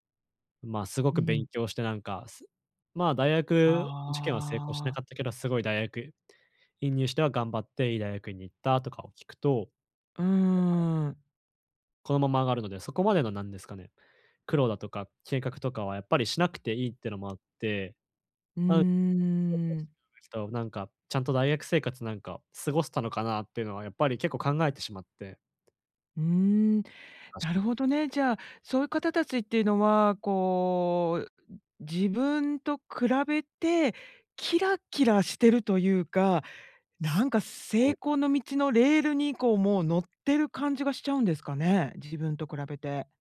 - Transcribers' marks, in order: unintelligible speech; unintelligible speech; other background noise
- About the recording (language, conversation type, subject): Japanese, advice, 他人と比べても自己価値を見失わないためには、どうすればよいですか？